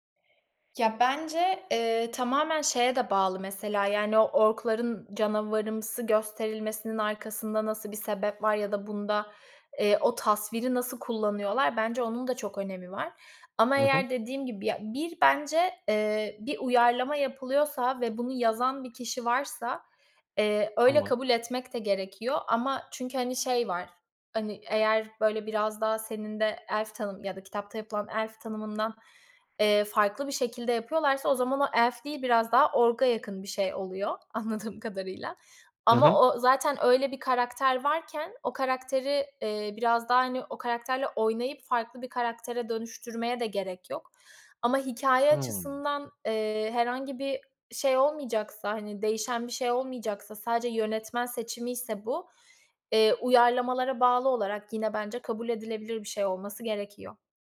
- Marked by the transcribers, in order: other background noise; laughing while speaking: "anladığım"
- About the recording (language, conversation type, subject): Turkish, podcast, Kitap okumak ile film izlemek hikâyeyi nasıl değiştirir?